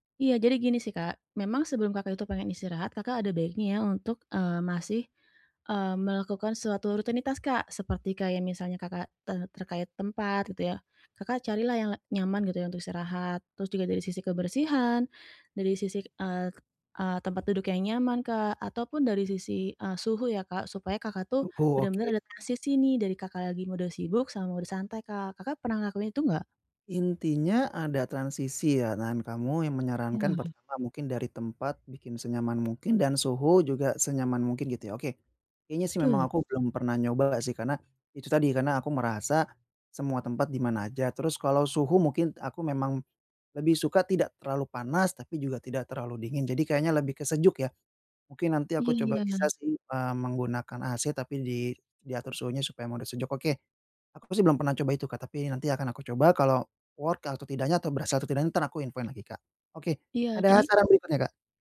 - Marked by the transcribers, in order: tapping; in English: "work"
- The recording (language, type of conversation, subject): Indonesian, advice, Bagaimana cara menciptakan suasana santai saat ingin menikmati hiburan?